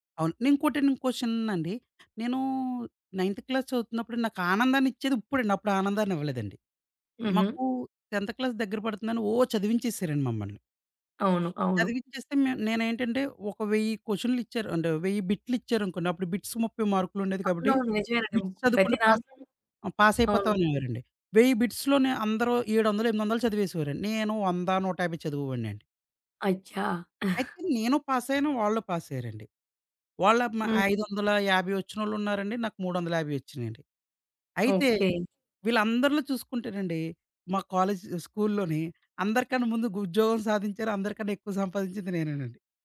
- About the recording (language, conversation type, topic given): Telugu, podcast, చిన్నప్పటి పాఠశాల రోజుల్లో చదువుకు సంబంధించిన ఏ జ్ఞాపకం మీకు ఆనందంగా గుర్తొస్తుంది?
- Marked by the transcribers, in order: in English: "క్వశ్చన్"; in English: "నైన్త్ క్లాస్"; in English: "టెంత్ క్లాస్"; in English: "బిట్స్"; in English: "బిట్స్"; in English: "పాస్ పాస్"; in English: "బిట్స్‌లోనే"; in Hindi: "అచ్చా!"; other background noise